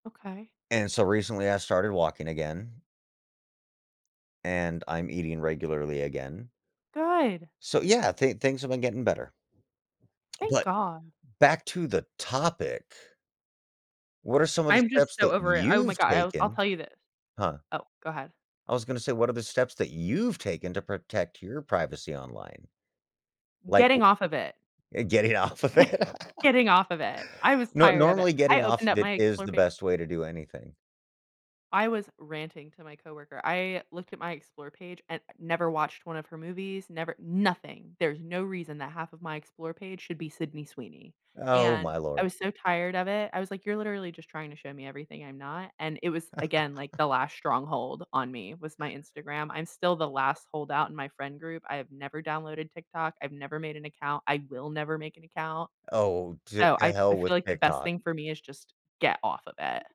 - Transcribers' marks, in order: other background noise; stressed: "you've"; stressed: "you've"; laughing while speaking: "off of it"; chuckle; laugh
- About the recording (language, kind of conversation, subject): English, unstructured, How do you decide what personal information to share with technology companies?
- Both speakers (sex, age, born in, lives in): female, 25-29, United States, United States; male, 40-44, United States, United States